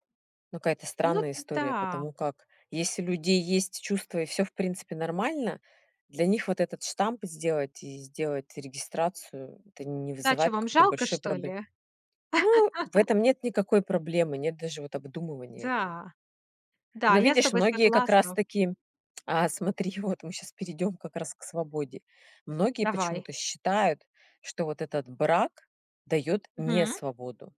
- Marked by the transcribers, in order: laugh
- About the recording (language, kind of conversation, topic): Russian, podcast, Что для тебя важнее — стабильность или свобода?